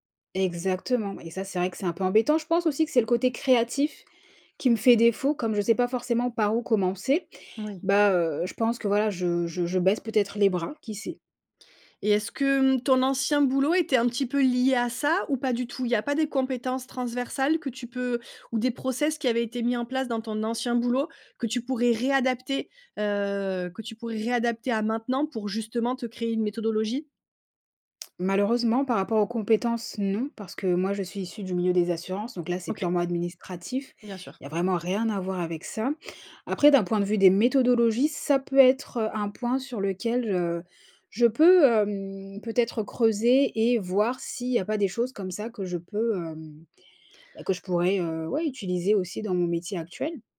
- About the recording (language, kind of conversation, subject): French, advice, Comment surmonter la procrastination chronique sur des tâches créatives importantes ?
- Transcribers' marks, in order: tapping